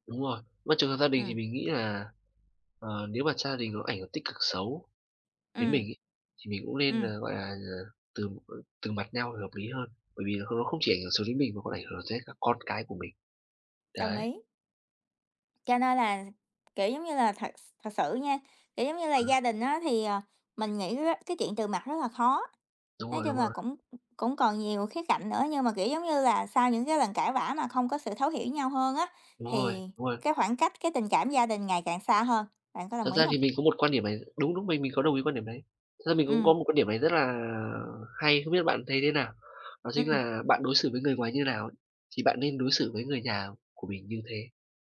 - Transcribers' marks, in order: tapping; unintelligible speech; other background noise
- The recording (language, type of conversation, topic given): Vietnamese, unstructured, Bạn có bao giờ cảm thấy ghét ai đó sau một cuộc cãi vã không?